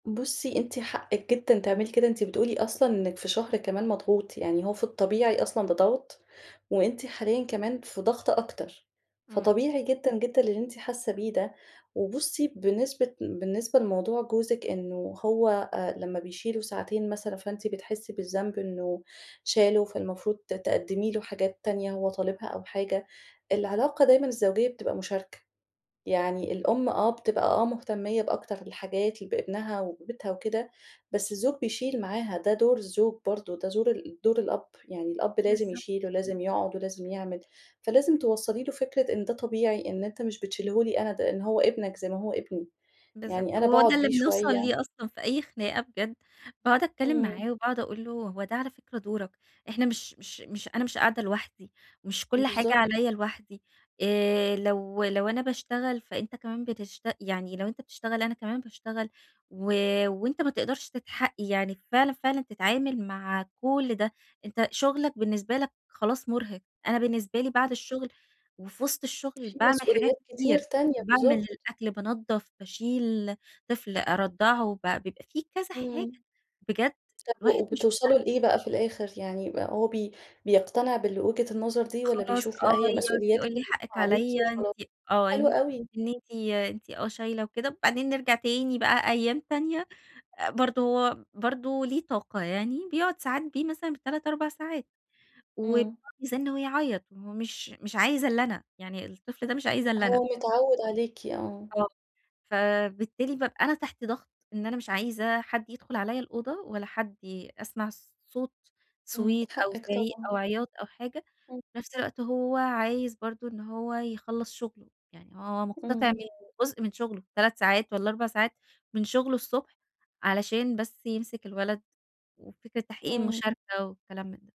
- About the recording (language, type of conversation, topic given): Arabic, advice, ليه بحس إن اهتمامي بيتشتت ومش بعرف أركز طول الوقت رغم إني بحاول؟
- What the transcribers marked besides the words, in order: unintelligible speech